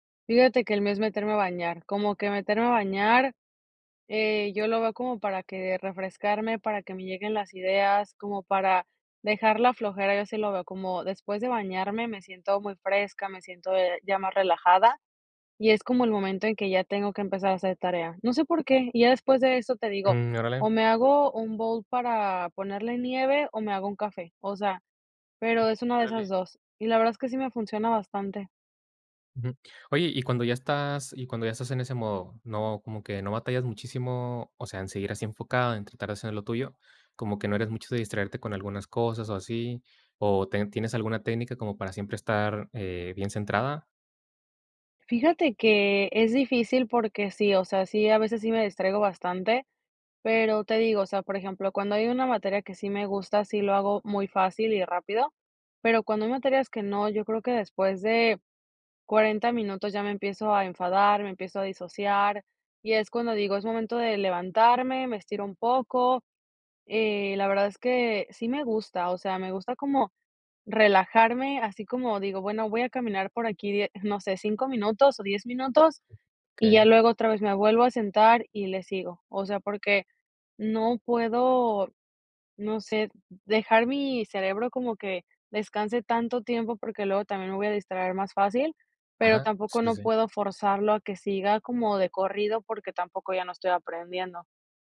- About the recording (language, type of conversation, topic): Spanish, podcast, ¿Cómo evitas procrastinar cuando tienes que producir?
- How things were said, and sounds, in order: put-on voice: "No sé por qué"; tapping